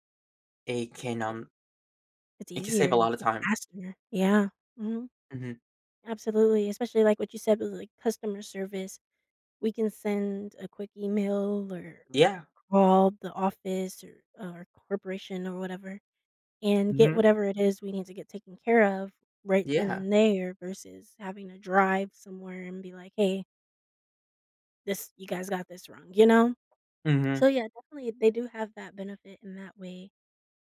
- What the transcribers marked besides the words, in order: tapping
- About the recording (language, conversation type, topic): English, unstructured, How have smartphones changed the way we communicate?